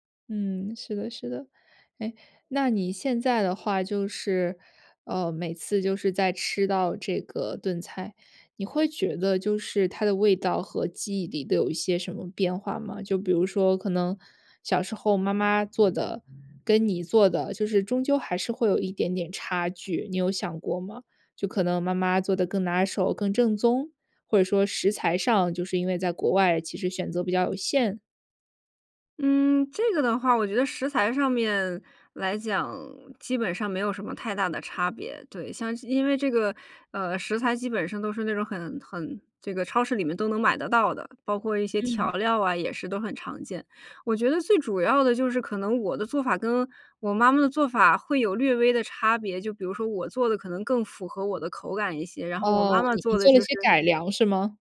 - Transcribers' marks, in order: other background noise
- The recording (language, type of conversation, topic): Chinese, podcast, 家里哪道菜最能让你瞬间安心，为什么？